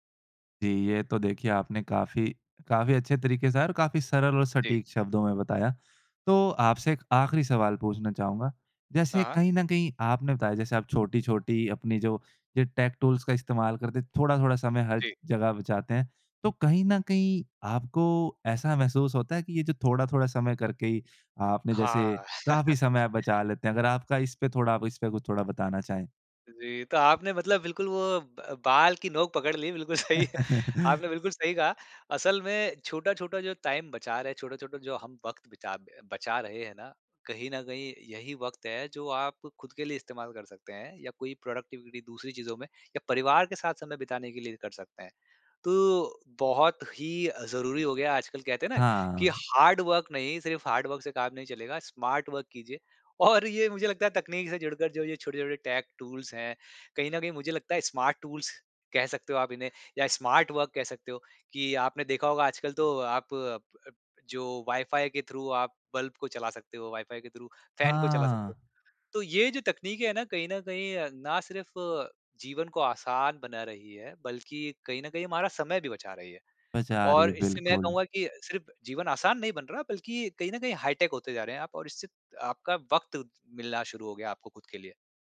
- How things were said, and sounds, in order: in English: "टेक टूल्स"; chuckle; other background noise; laughing while speaking: "बिल्कुल सही"; chuckle; in English: "टाइम"; in English: "प्रोडक्टिविटी"; in English: "हार्ड वर्क"; in English: "हार्ड वर्क"; in English: "स्मार्ट वर्क"; laughing while speaking: "और ये"; in English: "टेक टूल्स"; in English: "स्मार्ट टूल्स"; in English: "स्मार्ट वर्क"; in English: "थ्रू"; in English: "थ्रू फैन"; in English: "हाईटेक"
- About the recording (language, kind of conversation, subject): Hindi, podcast, टेक्नोलॉजी उपकरणों की मदद से समय बचाने के आपके आम तरीके क्या हैं?